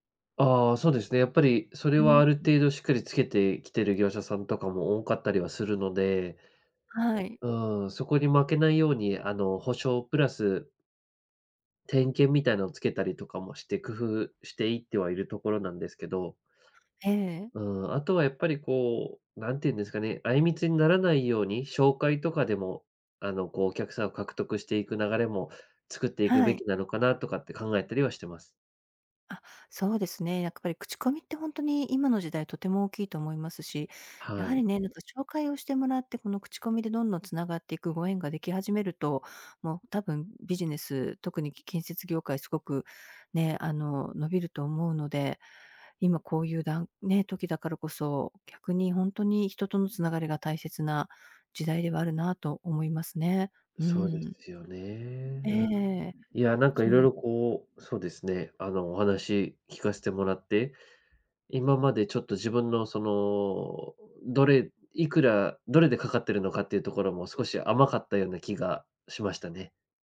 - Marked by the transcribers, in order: tapping; other background noise
- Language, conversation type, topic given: Japanese, advice, 競合に圧倒されて自信を失っている